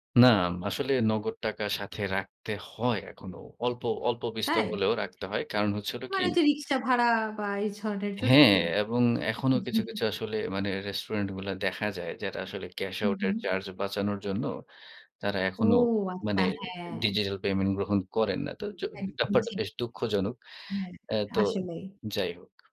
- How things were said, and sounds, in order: other background noise; "ধরনের" said as "ঝরনের"; "ব্যাপার" said as "ডাব্বাটা"
- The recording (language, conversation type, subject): Bengali, podcast, ডিজিটাল পেমেন্ট আপনার দৈনন্দিন রুটিনে কী পরিবর্তন এনেছে?